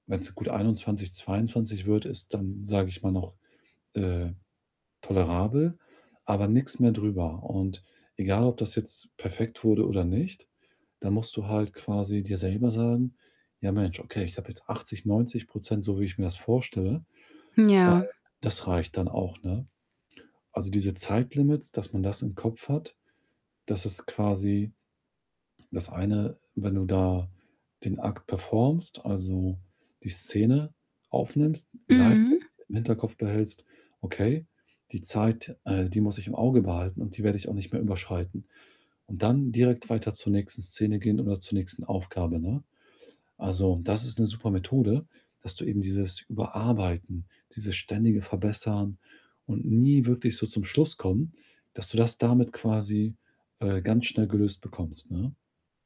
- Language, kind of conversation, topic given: German, advice, Wie blockiert dein Perfektionismus deinen Fortschritt bei Aufgaben?
- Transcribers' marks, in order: static; distorted speech; tapping; other background noise